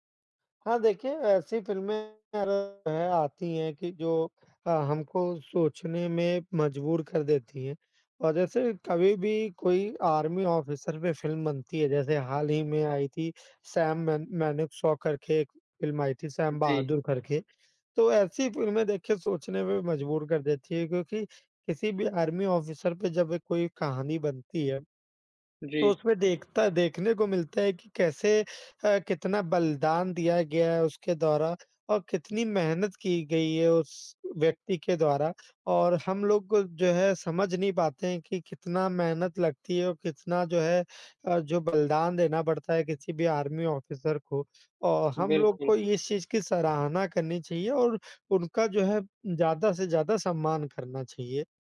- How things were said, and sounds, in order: unintelligible speech
- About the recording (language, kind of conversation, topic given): Hindi, unstructured, क्या फिल्मों में मनोरंजन और संदेश, दोनों का होना जरूरी है?